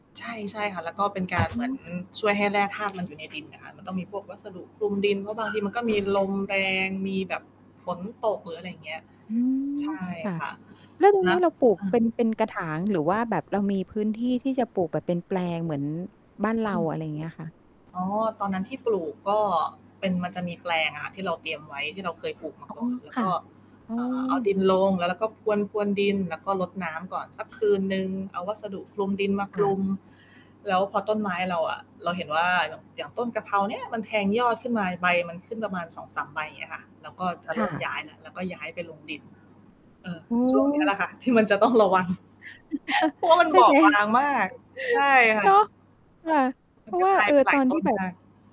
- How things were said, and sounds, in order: static; distorted speech; tapping; laugh; laughing while speaking: "ระวัง"; chuckle
- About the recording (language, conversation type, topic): Thai, podcast, ควรเริ่มปลูกผักกินเองอย่างไร?